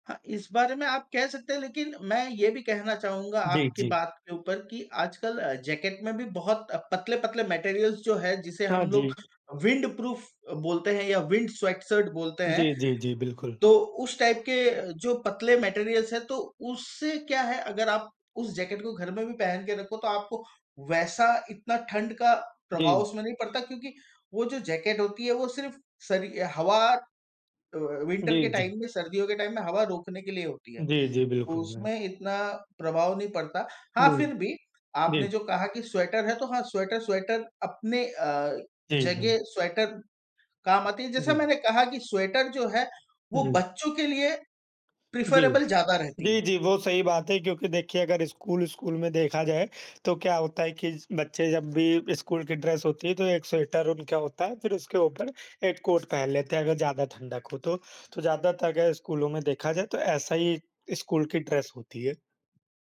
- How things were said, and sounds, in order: tapping; in English: "मटेरियल्स"; in English: "विंडप्रूफ"; in English: "विंड स्वेटशर्ट"; in English: "टाइप"; in English: "मटेरियल्स"; other noise; in English: "विन्टर"; in English: "टाइम"; in English: "टाइम"; in English: "प्रेफरेबल"
- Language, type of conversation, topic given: Hindi, unstructured, सर्दियों में आपको स्वेटर पहनना ज्यादा अच्छा लगता है या जैकेट, और क्यों?